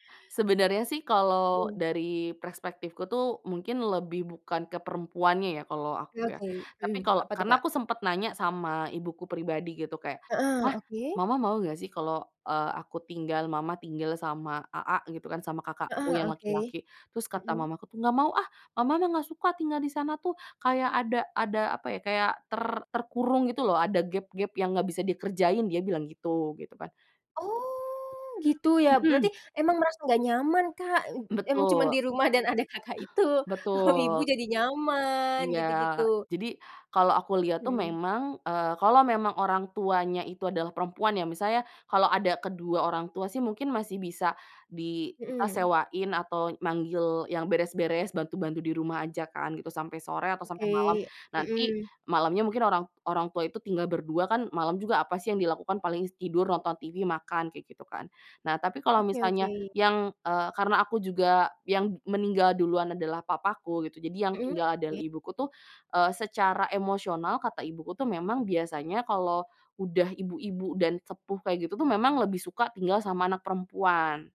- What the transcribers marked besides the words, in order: drawn out: "Oh"; other background noise; tapping; other noise; chuckle
- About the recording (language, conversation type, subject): Indonesian, podcast, Apa ekspektasi keluarga dalam merawat orang tua lanjut usia?